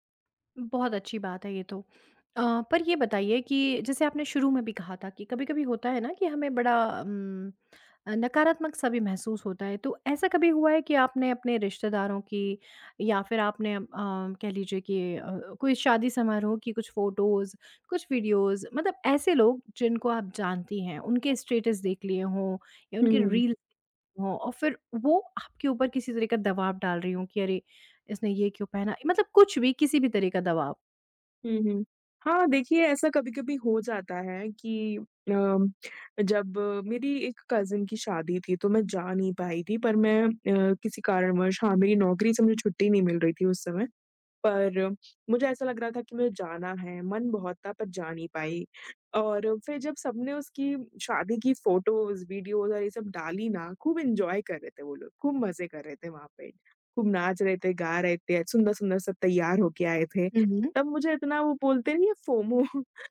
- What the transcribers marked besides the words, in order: tapping; in English: "फ़ोटोज़"; in English: "वीडियोज़"; in English: "स्टेटस"; unintelligible speech; other noise; in English: "कज़िन"; in English: "फ़ोटोज़, वीडियोज़"; in English: "एन्जॉय"; in English: "फ़ोमो"; chuckle
- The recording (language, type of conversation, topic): Hindi, podcast, सोशल मीडिया देखने से आपका मूड कैसे बदलता है?